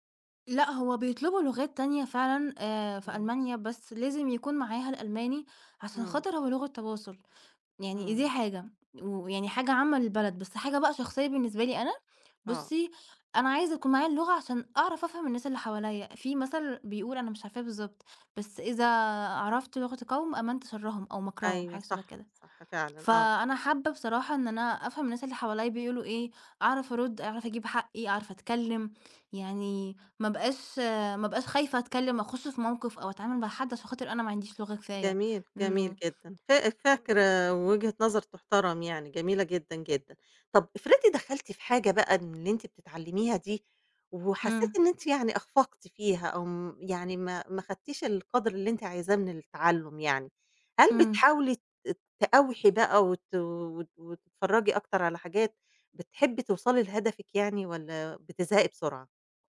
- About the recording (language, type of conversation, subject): Arabic, podcast, إيه اللي بيحفزك تفضل تتعلم دايمًا؟
- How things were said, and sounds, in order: none